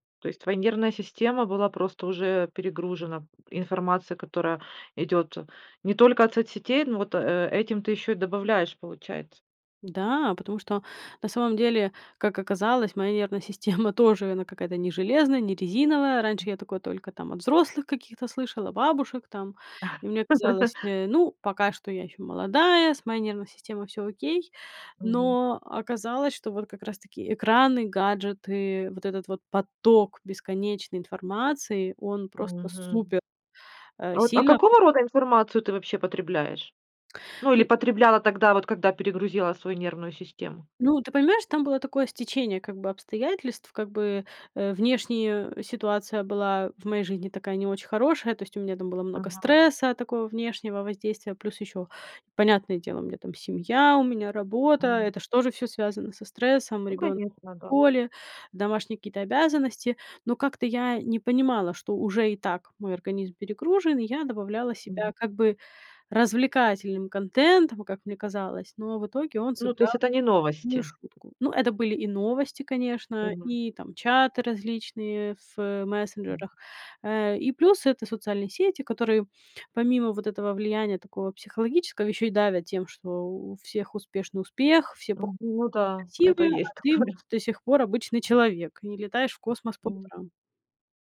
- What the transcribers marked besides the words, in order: laughing while speaking: "система"; other background noise; laugh; "школе" said as "оле"; tapping; laughing while speaking: "такое"; other noise
- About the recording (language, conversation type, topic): Russian, podcast, Что вы думаете о влиянии экранов на сон?